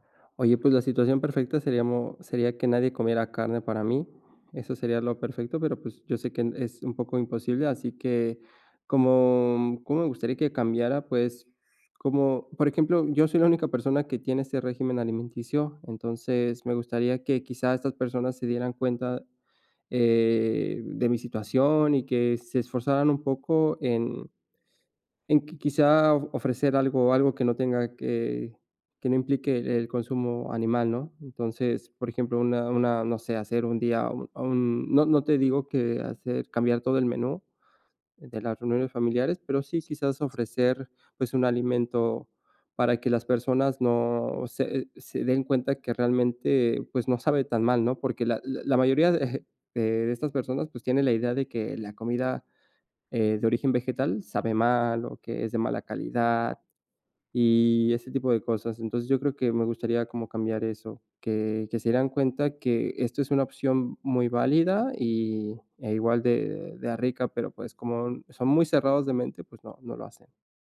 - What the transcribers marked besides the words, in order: laughing while speaking: "de"
- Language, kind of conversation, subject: Spanish, advice, ¿Cómo puedo mantener la armonía en reuniones familiares pese a claras diferencias de valores?